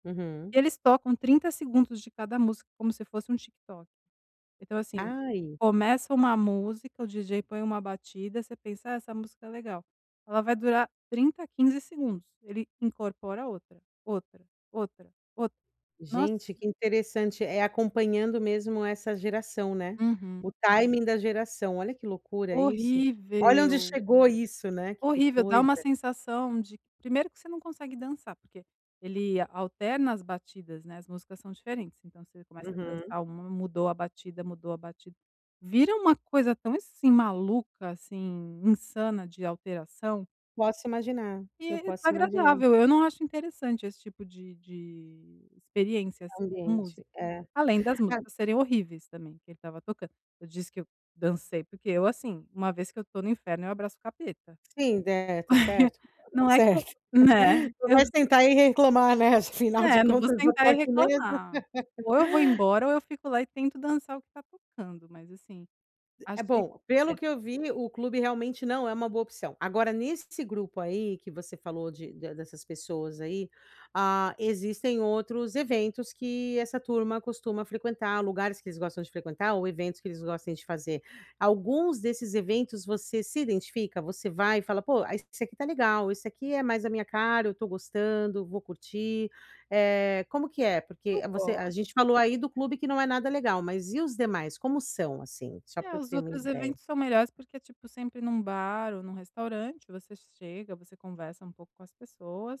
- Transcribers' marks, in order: in English: "timing"; other background noise; tapping; chuckle; "reclamar" said as "reinclomar"; laugh
- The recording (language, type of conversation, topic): Portuguese, advice, Como lidar com a ansiedade em festas e reuniões sociais?